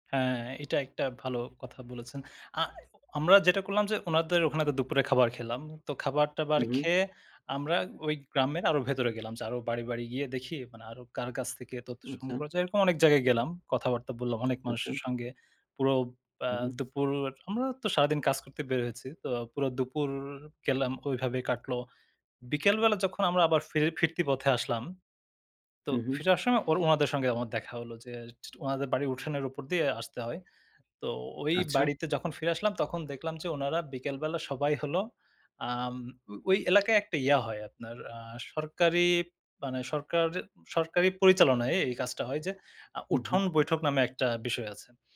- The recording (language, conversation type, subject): Bengali, podcast, স্থানীয় কোনো বাড়িতে অতিথি হয়ে গেলে আপনার অভিজ্ঞতা কেমন ছিল?
- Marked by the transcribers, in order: none